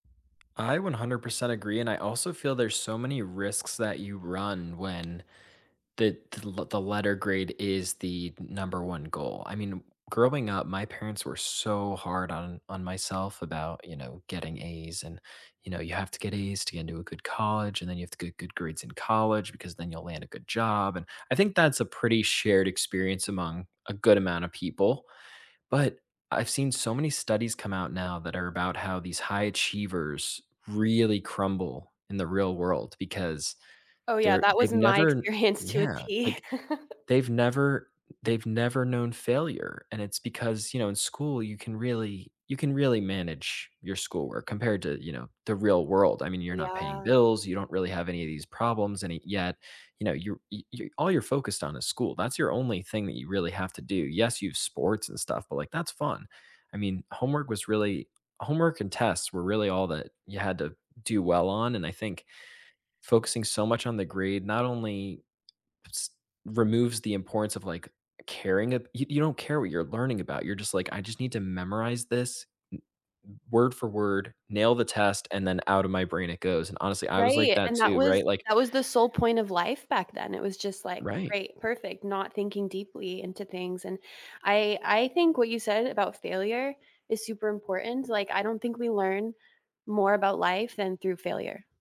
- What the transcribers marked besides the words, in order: tapping; chuckle; other background noise
- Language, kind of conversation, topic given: English, unstructured, If you could redesign homework to build connection and reduce stress, what would you change?
- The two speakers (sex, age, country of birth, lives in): female, 30-34, United States, United States; male, 25-29, United States, United States